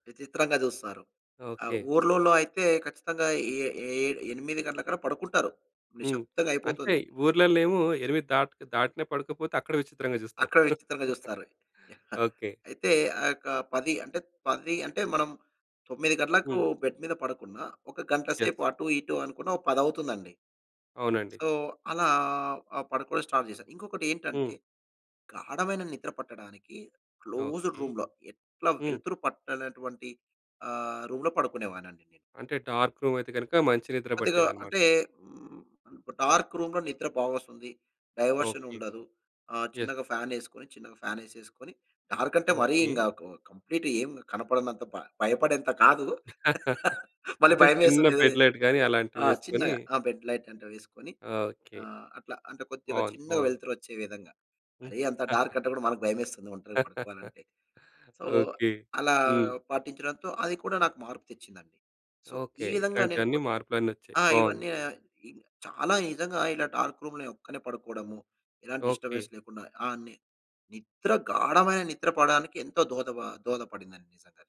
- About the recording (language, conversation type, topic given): Telugu, podcast, బాగా నిద్రపోవడానికి మీరు రాత్రిపూట పాటించే సరళమైన దైనందిన క్రమం ఏంటి?
- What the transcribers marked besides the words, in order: tapping; chuckle; in English: "బెడ్"; in English: "సో"; in English: "స్టార్ట్"; in English: "క్లోజుడ్ రూమ్‌లో"; in English: "రూమ్‌లో"; in English: "డార్క్"; other background noise; in English: "డార్క్ రూమ్‌లో"; in English: "యస్"; in English: "కంప్లీట్"; laugh; laughing while speaking: "మళ్ళీ భయమేస్తదే"; in English: "బెడ్ లైట్"; in English: "బెడ్"; stressed: "చిన్నగ"; laugh; in English: "సో"; in English: "సో"; in English: "డార్క్ రూమ్‌లో"; in English: "డిస్టర్బెన్స్"